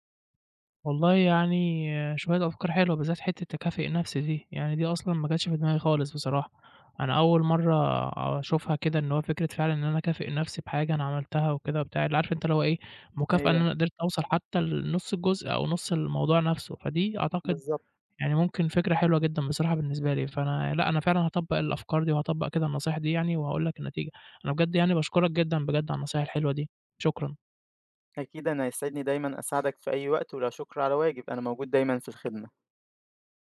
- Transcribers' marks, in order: tapping; other background noise
- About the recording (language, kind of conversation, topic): Arabic, advice, إزاي بتتعامل مع التسويف وتأجيل الحاجات المهمة؟
- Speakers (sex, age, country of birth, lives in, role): male, 20-24, Egypt, Egypt, advisor; male, 20-24, Egypt, Egypt, user